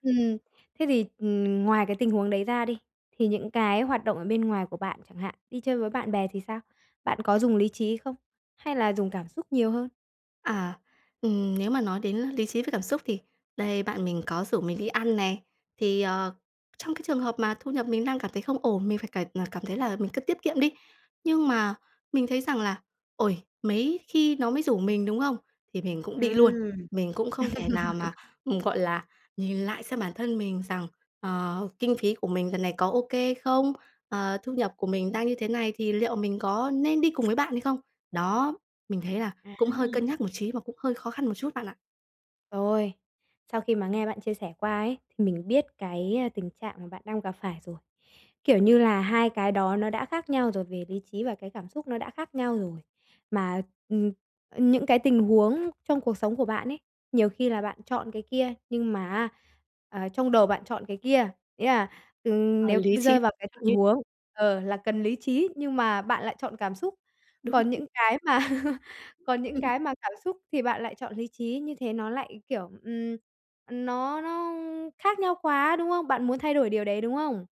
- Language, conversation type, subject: Vietnamese, advice, Làm sao tôi biết liệu mình có nên đảo ngược một quyết định lớn khi lý trí và cảm xúc mâu thuẫn?
- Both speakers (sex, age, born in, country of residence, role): female, 20-24, Vietnam, Vietnam, advisor; female, 50-54, Vietnam, Vietnam, user
- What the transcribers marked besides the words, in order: tapping; laugh; other background noise; laughing while speaking: "mà"